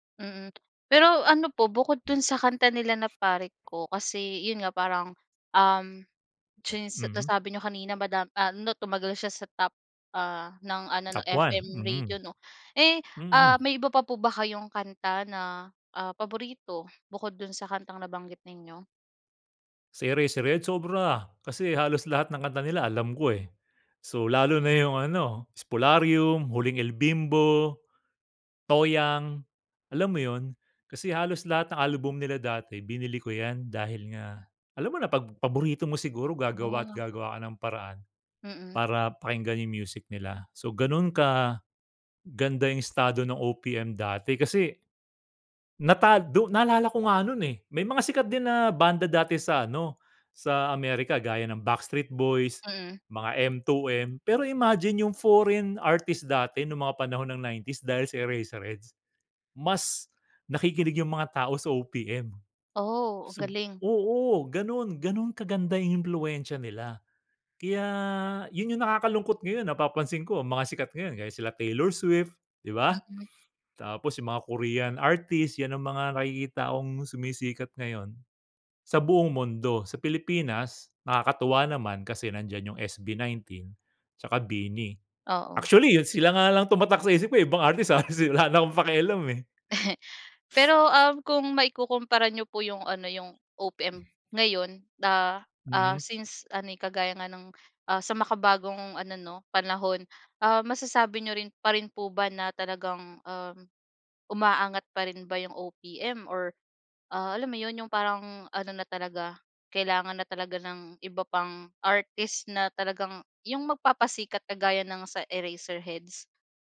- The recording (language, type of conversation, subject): Filipino, podcast, Ano ang tingin mo sa kasalukuyang kalagayan ng OPM, at paano pa natin ito mapapasigla?
- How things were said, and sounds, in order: tapping; other background noise; in English: "foreign artist"; laughing while speaking: "ibang artist, ah, si wala na akong pakialam, eh"; chuckle; sniff